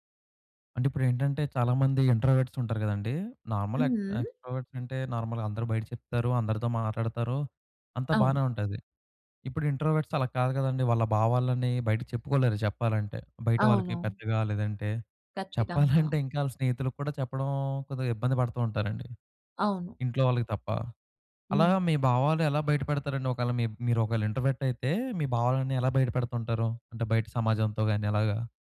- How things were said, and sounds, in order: in English: "ఇంట్రోవర్ట్స్"; in English: "నార్మల్ ఎక్ ఎక్స్ట్రోవర్ట్స్"; in English: "నార్మల్‌గా"; in English: "ఇంట్రోవర్ట్స్"; chuckle; in English: "ఇంట్రోవర్ట్"
- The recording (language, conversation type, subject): Telugu, podcast, మీ భావాలను మీరు సాధారణంగా ఎలా వ్యక్తపరుస్తారు?